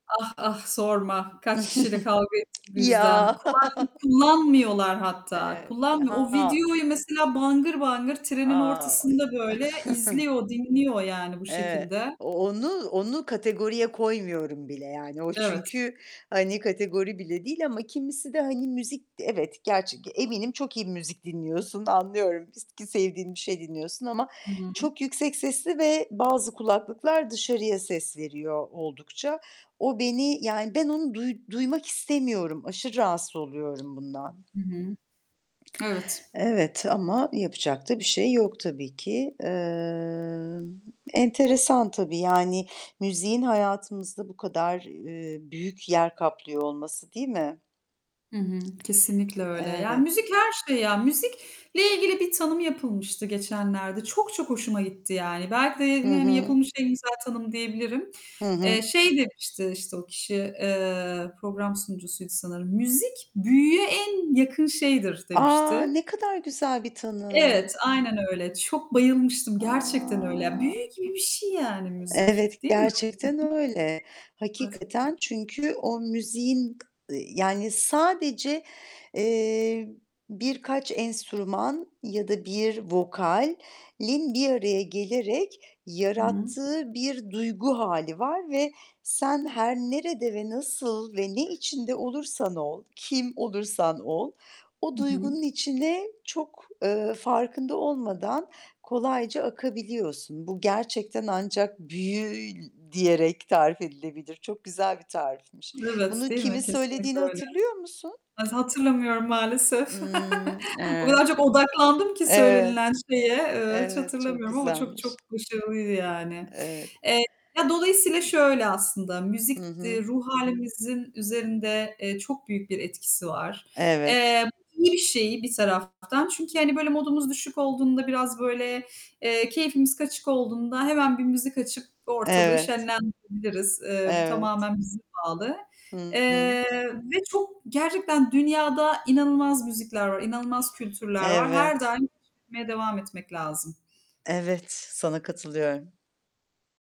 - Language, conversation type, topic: Turkish, unstructured, Müzik ruh halini nasıl etkiler?
- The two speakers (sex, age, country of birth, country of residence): female, 40-44, Turkey, Netherlands; female, 50-54, Turkey, Italy
- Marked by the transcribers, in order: chuckle; other background noise; distorted speech; chuckle; chuckle; tapping; drawn out: "Emm"; stressed: "en"; static; other noise; chuckle; background speech